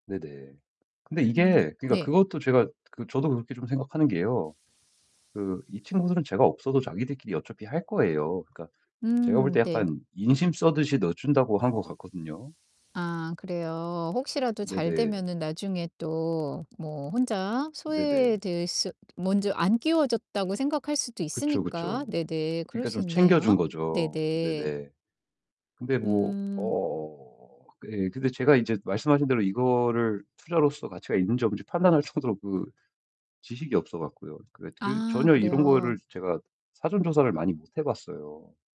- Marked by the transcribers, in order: distorted speech; static
- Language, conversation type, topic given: Korean, advice, 창업이나 프리랜서로 전환하기에 가장 적절한 시기는 언제일까요?